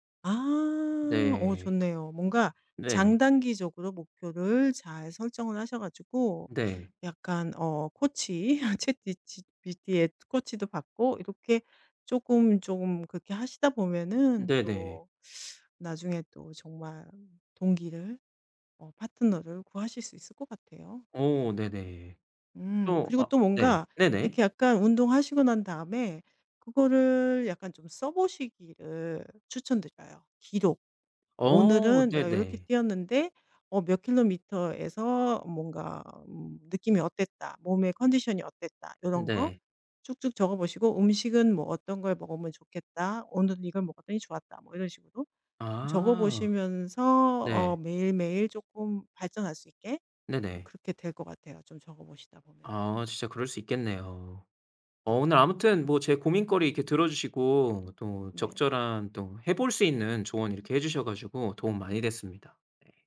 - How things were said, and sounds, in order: other background noise; laughing while speaking: "코치"
- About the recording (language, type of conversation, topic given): Korean, advice, 혼자 운동할 때 외로움을 덜기 위해 동기 부여나 함께할 파트너를 어떻게 찾을 수 있을까요?